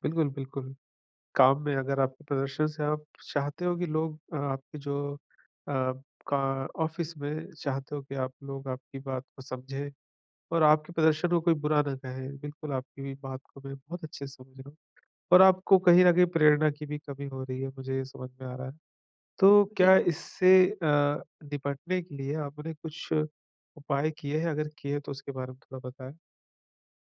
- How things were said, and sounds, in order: in English: "ऑफ़िस"
- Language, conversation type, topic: Hindi, advice, प्रदर्शन में ठहराव के बाद फिर से प्रेरणा कैसे पाएं?